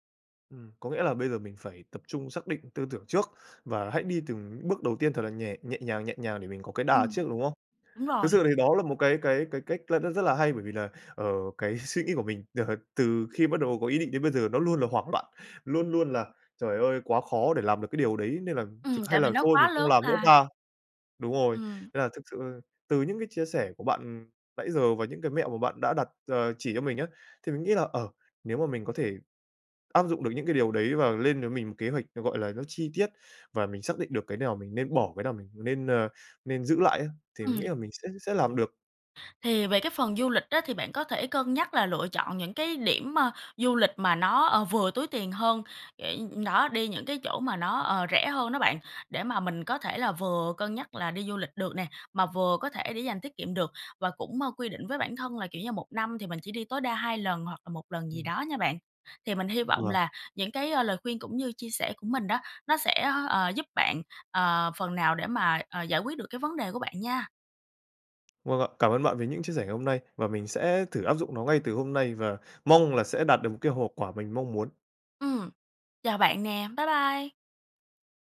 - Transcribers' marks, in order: laughing while speaking: "cái"; laugh; other background noise; tapping
- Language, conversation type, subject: Vietnamese, advice, Làm sao để dành tiền cho mục tiêu lớn như mua nhà?